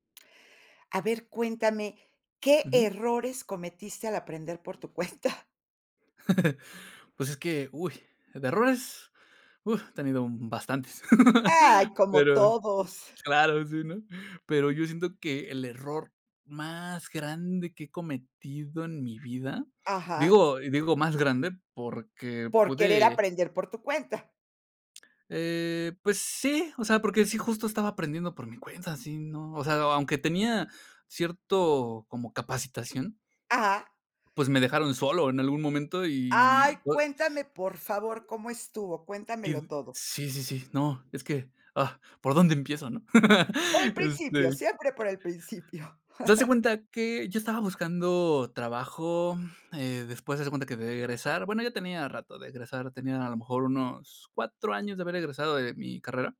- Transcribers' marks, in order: laughing while speaking: "cuenta?"; chuckle; chuckle; other background noise; chuckle; chuckle
- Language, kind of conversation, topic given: Spanish, podcast, ¿Qué errores cometiste al aprender por tu cuenta?